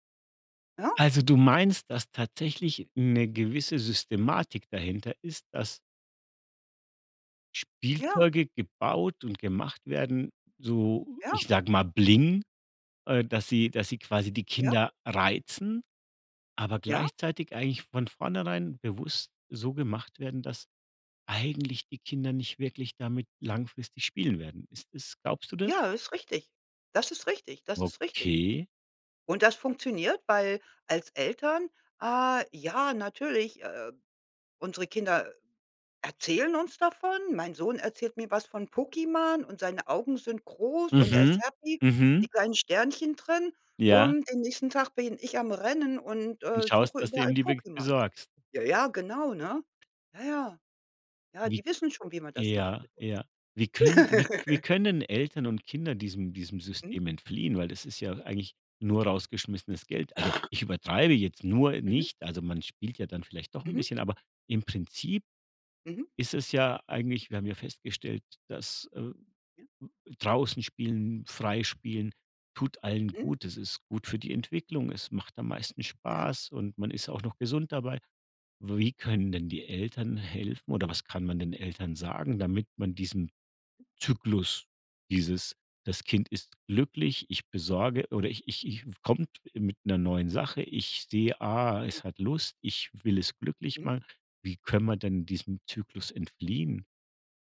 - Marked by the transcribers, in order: laugh; cough
- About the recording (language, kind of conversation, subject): German, podcast, Was war dein liebstes Spielzeug in deiner Kindheit?